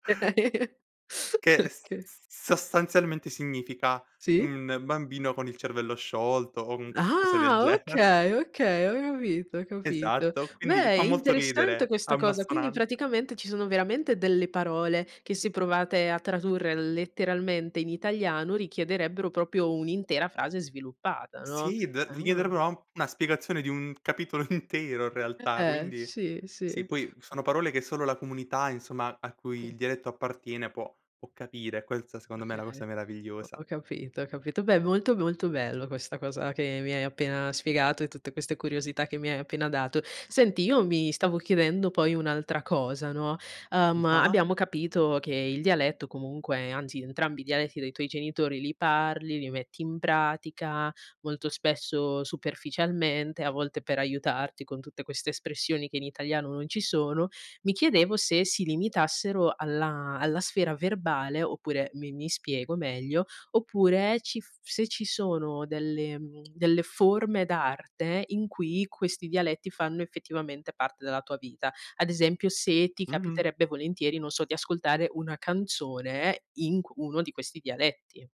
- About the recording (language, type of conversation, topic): Italian, podcast, Come ti ha influenzato il dialetto o la lingua della tua famiglia?
- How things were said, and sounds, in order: laugh; laughing while speaking: "Oka"; laughing while speaking: "gene"; other background noise; tapping; "proprio" said as "propio"; laughing while speaking: "intero"